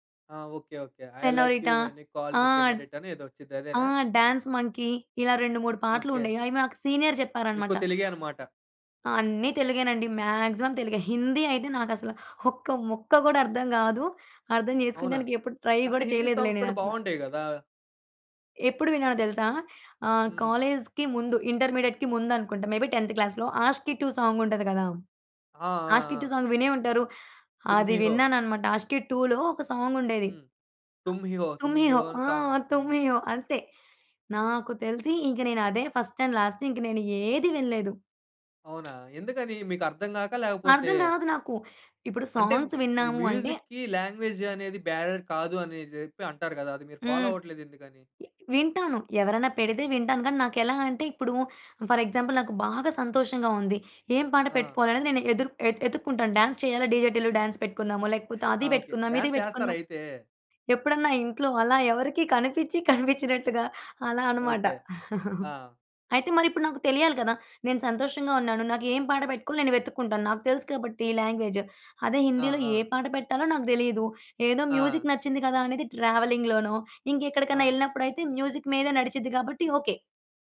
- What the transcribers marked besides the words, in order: singing: "ఐ లైక్ యూ వెన్ యూ కాల్ మీ సేనోరిటా!"; in English: "డాన్స్ మంకీ"; in English: "సీనియర్"; other background noise; in English: "మాక్సిమం"; giggle; in English: "ట్రై"; in English: "సాంగ్స్"; in English: "ఇంటర్మీడియేట్‌కి"; tapping; in English: "మే బి టెన్త్ క్లాస్‌లో"; in English: "సాంగ్"; in English: "సాంగ్"; in English: "ఫస్ట్ అండ్ లాస్ట్"; in English: "సాంగ్స్"; in English: "మ్యూజిక్‌కి"; in English: "బ్యారర్"; in English: "ఫాలో"; in English: "ఫర్ ఎగ్జాంపుల్"; in English: "డాన్స్"; in English: "డాన్స్"; chuckle; in English: "డాన్స్"; giggle; chuckle; in English: "మ్యూజిక్"; in English: "ట్రావెలింగ్‌లోనో"; in English: "మ్యూజిక్"
- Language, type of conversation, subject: Telugu, podcast, మీ జీవితానికి నేపథ్య సంగీతంలా మీకు మొదటగా గుర్తుండిపోయిన పాట ఏది?